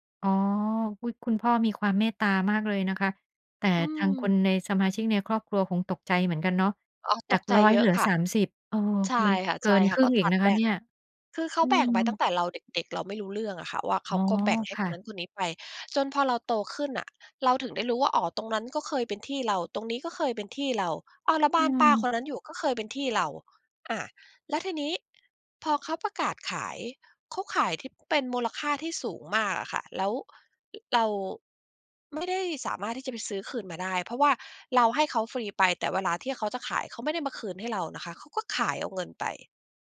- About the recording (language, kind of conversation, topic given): Thai, podcast, เรื่องเงินทำให้คนต่างรุ่นขัดแย้งกันบ่อยไหม?
- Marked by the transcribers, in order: tapping